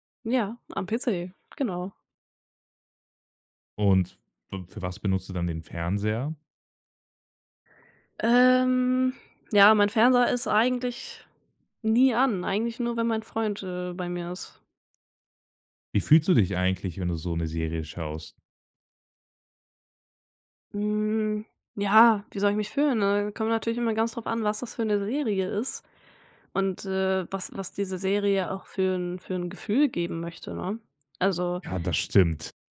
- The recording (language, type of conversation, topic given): German, podcast, Welches Medium hilft dir besser beim Abschalten: Buch oder Serie?
- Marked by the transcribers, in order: none